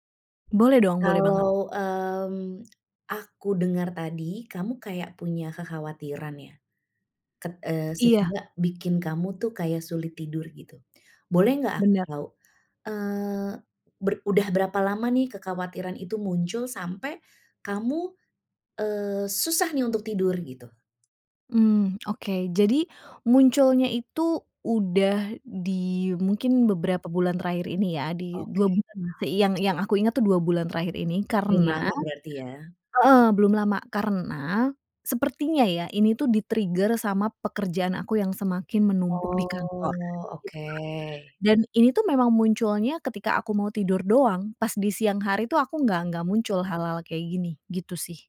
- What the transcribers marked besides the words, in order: tapping; in English: "di-trigger"; drawn out: "Oh"
- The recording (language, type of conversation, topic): Indonesian, advice, Bagaimana kekhawatiran yang terus muncul membuat Anda sulit tidur?